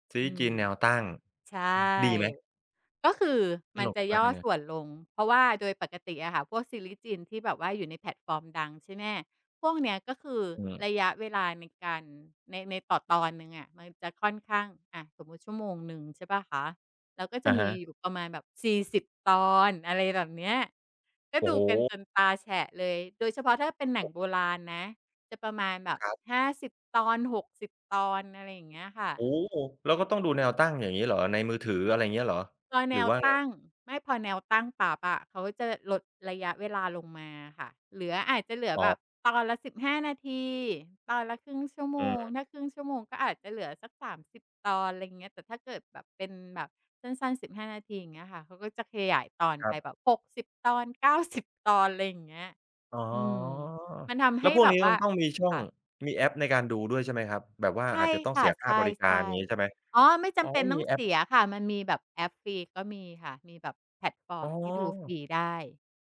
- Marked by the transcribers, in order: other noise
- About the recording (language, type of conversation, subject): Thai, podcast, คุณช่วยเล่าให้ฟังหน่อยได้ไหมว่า มีกิจวัตรเล็กๆ อะไรที่ทำแล้วทำให้คุณมีความสุข?